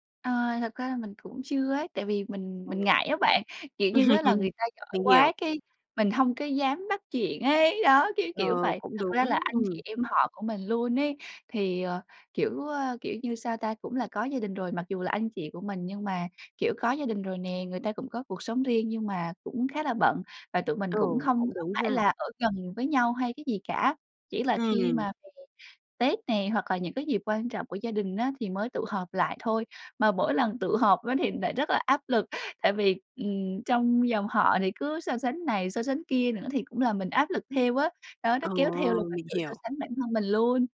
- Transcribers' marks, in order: laughing while speaking: "Ừm"; tapping; other background noise
- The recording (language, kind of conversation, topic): Vietnamese, advice, Làm sao để tôi ngừng so sánh bản thân với người khác dựa trên kết quả?